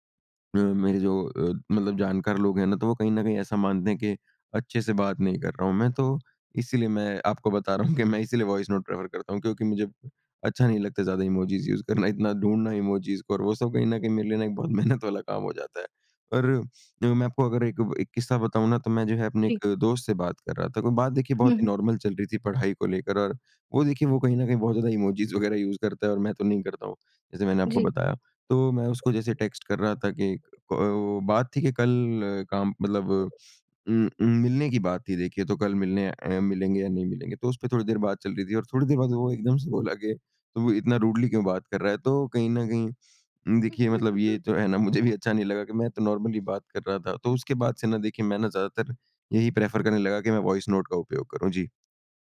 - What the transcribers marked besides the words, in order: joyful: "मैं इसीलिए वॉइस नोट प्रेफर … जाता है। और"; in English: "वॉइस नोट प्रेफर"; in English: "यूज़"; in English: "नॉर्मल"; in English: "यूज़"; other background noise; in English: "टेक्स्ट"; in English: "रूडली"; laugh; in English: "नॉर्मली"; in English: "प्रेफर"
- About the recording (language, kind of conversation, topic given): Hindi, podcast, आप आवाज़ संदेश और लिखित संदेश में से किसे पसंद करते हैं, और क्यों?